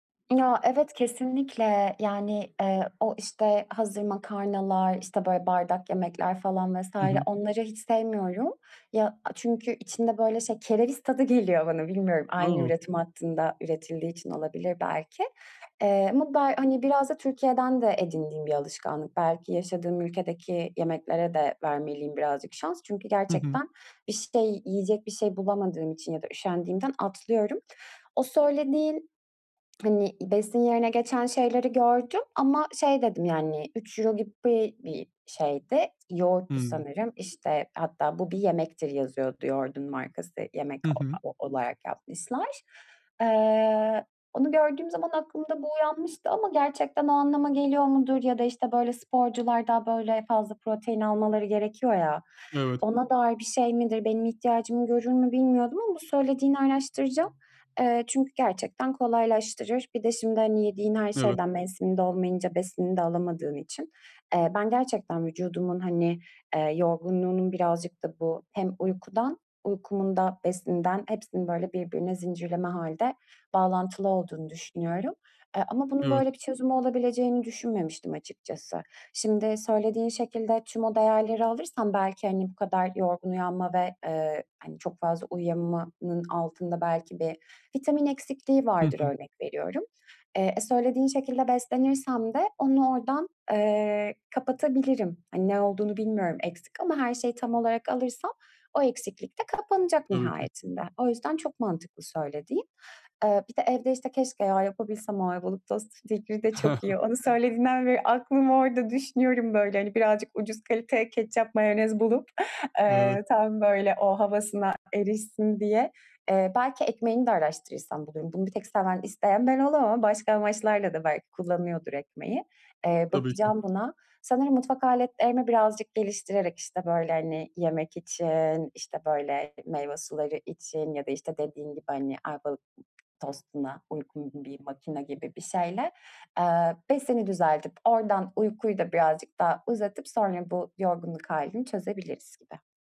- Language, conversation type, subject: Turkish, advice, Düzenli bir uyku rutini nasıl oluşturup sabahları daha enerjik uyanabilirim?
- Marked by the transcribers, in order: swallow; other noise; chuckle; other background noise